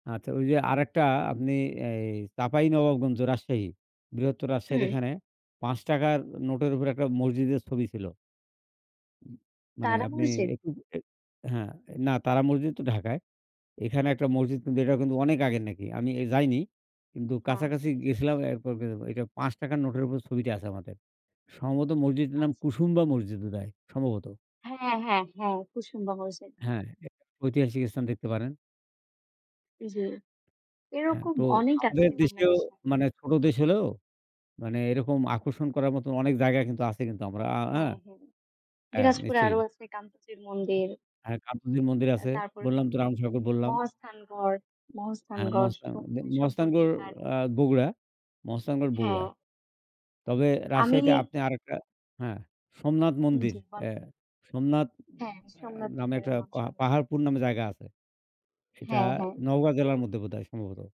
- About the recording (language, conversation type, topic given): Bengali, unstructured, বিশ্বের কোন ঐতিহাসিক স্থলটি আপনার কাছে সবচেয়ে আকর্ষণীয়?
- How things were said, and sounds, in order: unintelligible speech